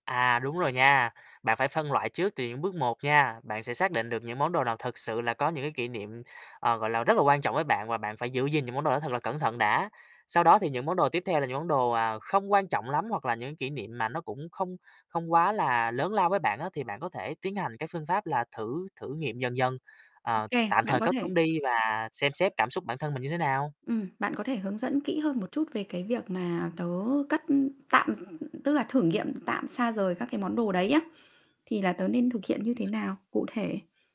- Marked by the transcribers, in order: distorted speech; tapping; other background noise; other noise
- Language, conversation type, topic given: Vietnamese, advice, Vì sao bạn khó vứt bỏ những món đồ kỷ niệm dù không còn dùng đến?